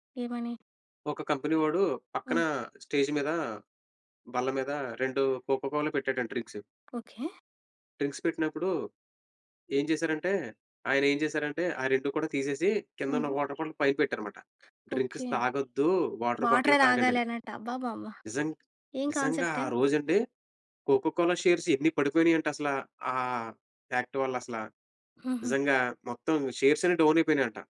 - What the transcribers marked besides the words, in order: in English: "కంపెనీ"; in English: "స్టేజ్"; in English: "కొకొకోల"; in English: "డ్రింక్స్"; tapping; in English: "డ్రింక్స్"; in English: "వాటర్ బాటిల్"; other background noise; in English: "డ్రింక్స్"; in English: "వాటర్"; in English: "కాన్సెప్ట్"; in English: "షేర్స్"; in English: "యాక్ట్"; in English: "షేర్స్"; in English: "డౌన్"
- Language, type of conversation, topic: Telugu, podcast, ప్లాస్టిక్ వినియోగం తగ్గించేందుకు ఏ చిన్న మార్పులు చేయవచ్చు?